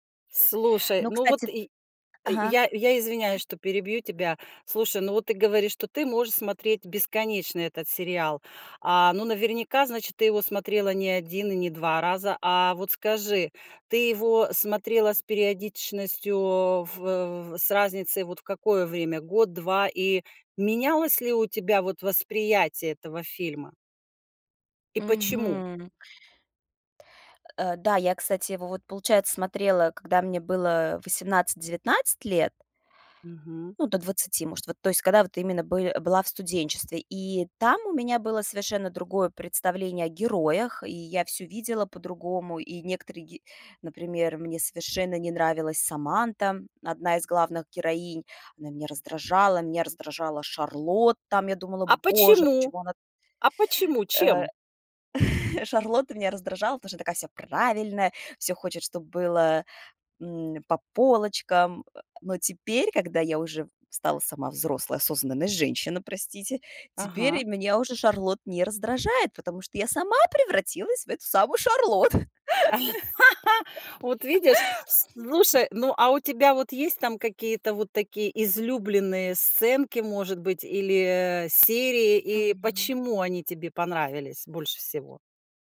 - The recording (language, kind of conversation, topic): Russian, podcast, Какой сериал вы могли бы пересматривать бесконечно?
- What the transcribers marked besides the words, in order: other background noise; chuckle; laugh; laughing while speaking: "Шарлотту"; laugh; tapping